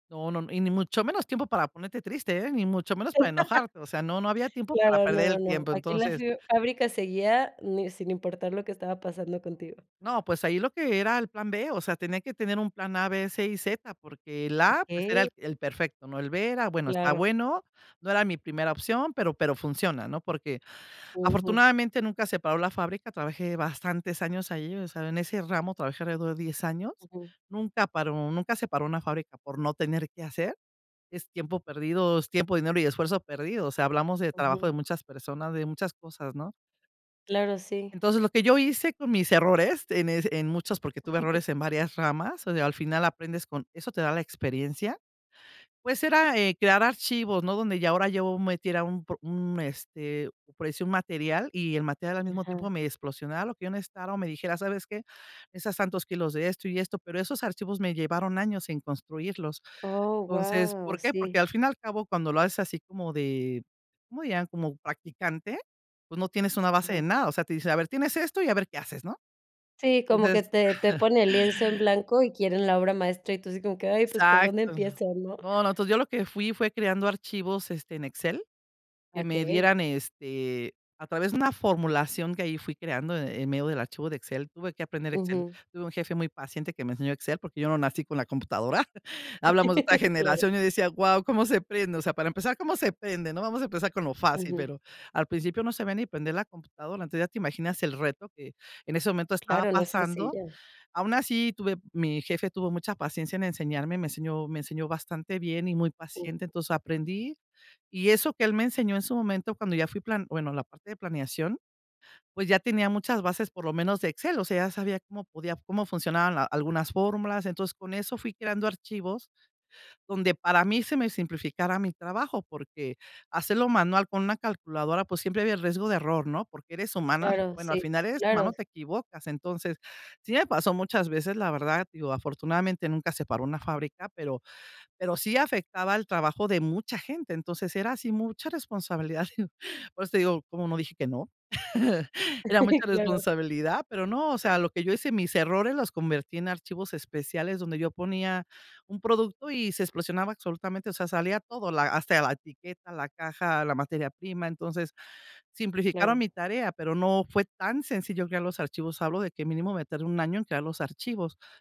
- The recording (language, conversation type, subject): Spanish, podcast, ¿Qué papel juegan los errores en tu proceso creativo?
- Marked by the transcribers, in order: laugh; tapping; chuckle; chuckle; chuckle; laugh; laughing while speaking: "y"; laugh